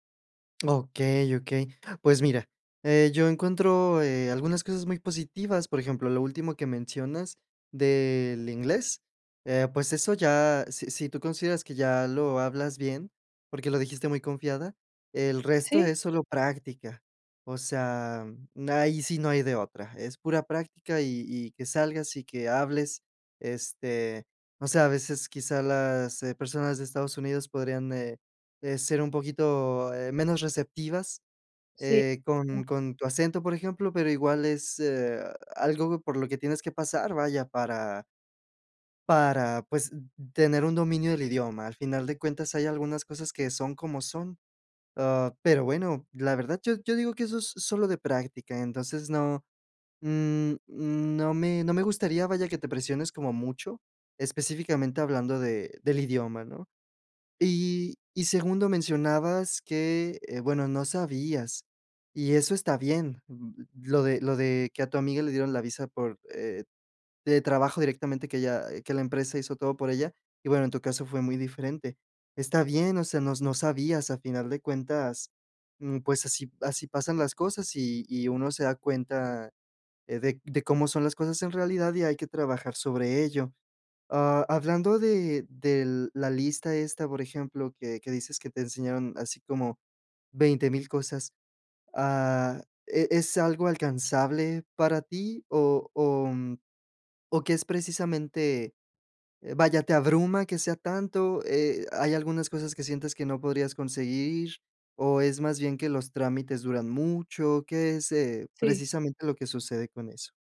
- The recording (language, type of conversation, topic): Spanish, advice, ¿Cómo puedo recuperar mi resiliencia y mi fuerza después de un cambio inesperado?
- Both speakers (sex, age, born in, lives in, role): female, 30-34, Mexico, United States, user; male, 20-24, Mexico, Mexico, advisor
- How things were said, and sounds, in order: none